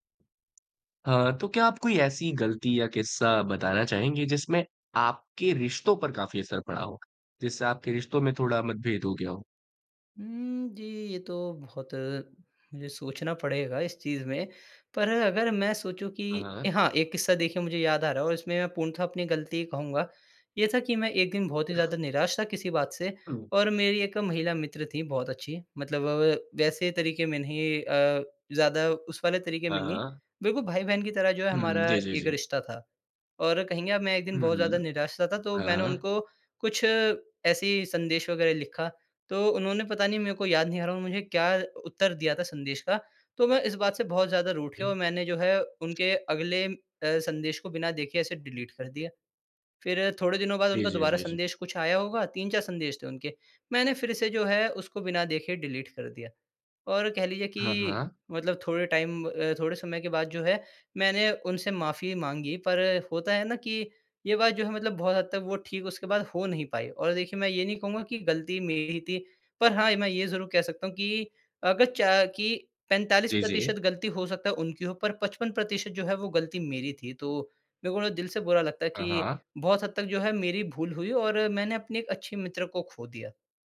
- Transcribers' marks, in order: in English: "डिलीट"; in English: "डिलीट"; in English: "टाइम"
- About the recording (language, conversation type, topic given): Hindi, podcast, ग़लतियों से आपने क्या सीखा है?